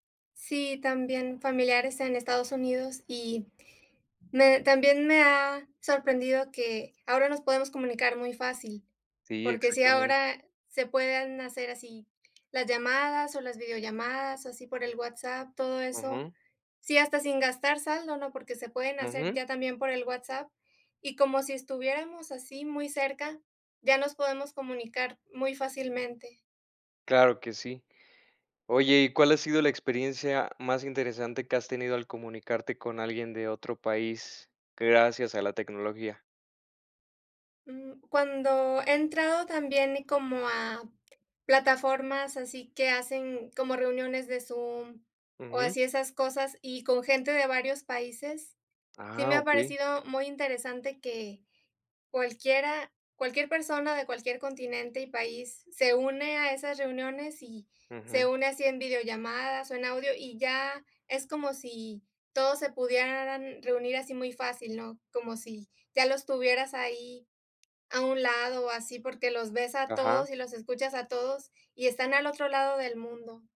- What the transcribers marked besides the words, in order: none
- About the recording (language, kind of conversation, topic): Spanish, unstructured, ¿Te sorprende cómo la tecnología conecta a personas de diferentes países?